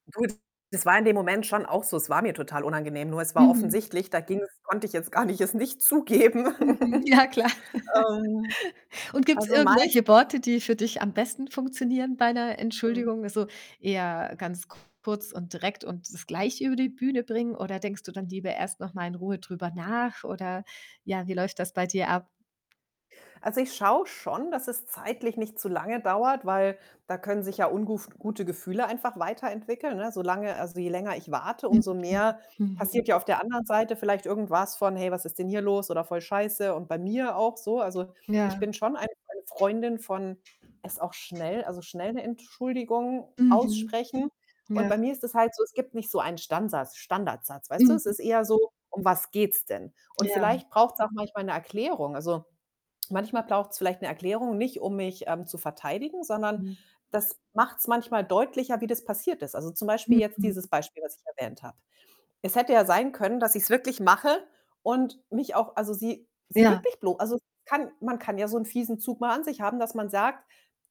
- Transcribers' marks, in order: distorted speech; joyful: "Mhm"; laughing while speaking: "Ja, klar"; laughing while speaking: "gar nicht es nicht zugeben"; chuckle; laugh; other background noise
- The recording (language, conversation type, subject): German, podcast, Wie würdest du dich entschuldigen, wenn du im Unrecht warst?